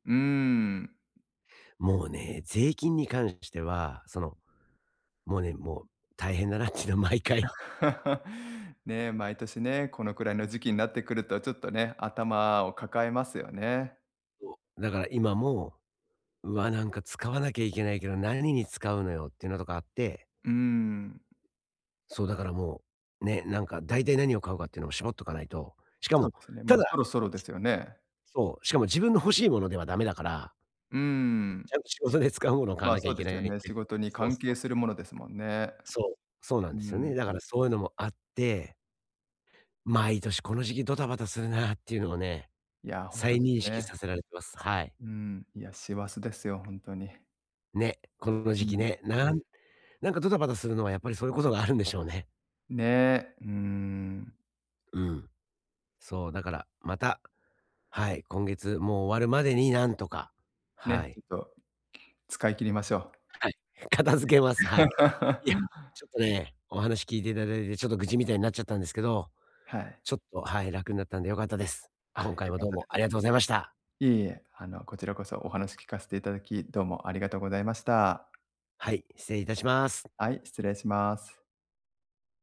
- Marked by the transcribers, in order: laugh; other background noise; laugh
- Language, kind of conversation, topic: Japanese, advice, 税金と社会保障の申告手続きはどのように始めればよいですか？